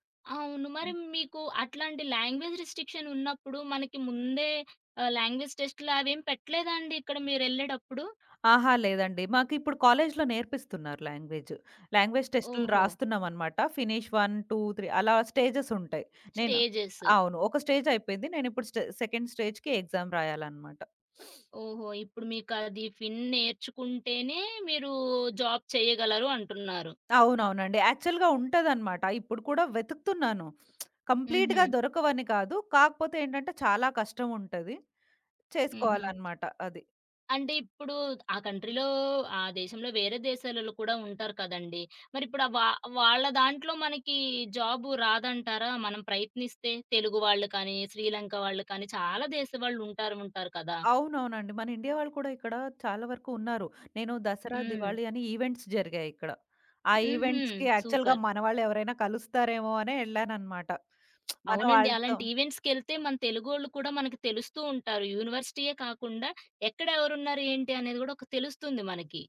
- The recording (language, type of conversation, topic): Telugu, podcast, స్వల్ప కాలంలో మీ జీవితాన్ని మార్చేసిన సంభాషణ ఏది?
- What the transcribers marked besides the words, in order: in English: "లాంగ్వేజ్"; in English: "లాంగ్వేజ్"; other background noise; in English: "లాంగ్వేజ్"; in English: "సెకండ్ స్టేజ్‌కి ఎగ్జామ్"; sniff; in English: "జాబ్"; in English: "యాక్ఛువల్‌గా"; in English: "కంప్లీట్‌గా"; tapping; in English: "కంట్రీలో"; in Hindi: "దివాళి"; in English: "ఈవెంట్స్"; in English: "ఈవెంట్స్‌కి యాక్ఛువల్‌గా"; in English: "సూపర్"; lip smack; in English: "ఈవెంట్స్‌కెళ్తే"